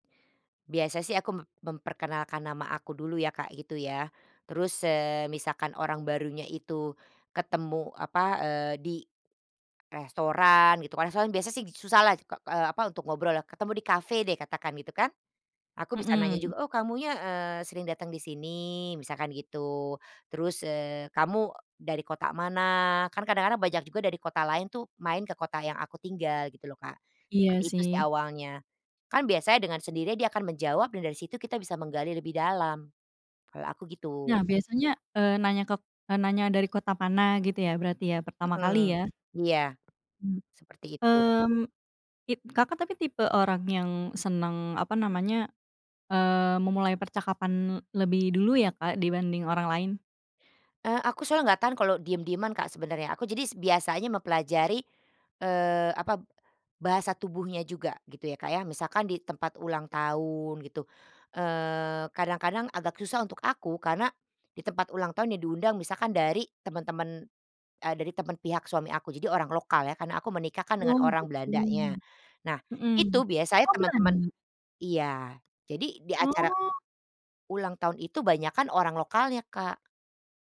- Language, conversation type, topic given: Indonesian, podcast, Bagaimana kamu memulai percakapan dengan orang baru?
- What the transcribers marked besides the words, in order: other background noise; "jadi" said as "jadis"